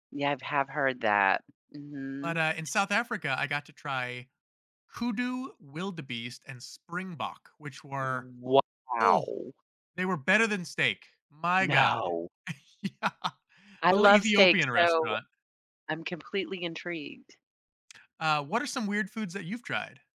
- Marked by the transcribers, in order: other background noise; tapping; laughing while speaking: "Yeah"
- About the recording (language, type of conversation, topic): English, unstructured, What motivates people to try unusual foods and how do those experiences shape their tastes?